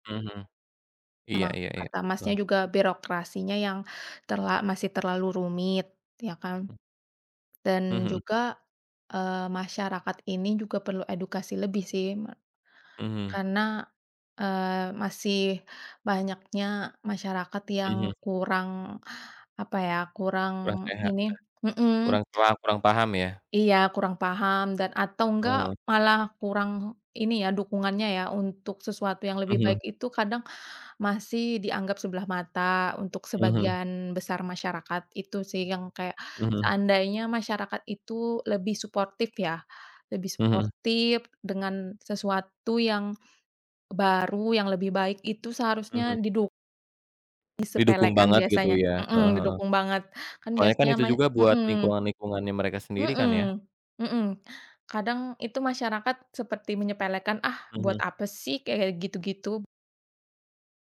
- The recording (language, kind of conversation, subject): Indonesian, unstructured, Bagaimana ilmu pengetahuan dapat membantu mengatasi masalah lingkungan?
- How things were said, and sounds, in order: none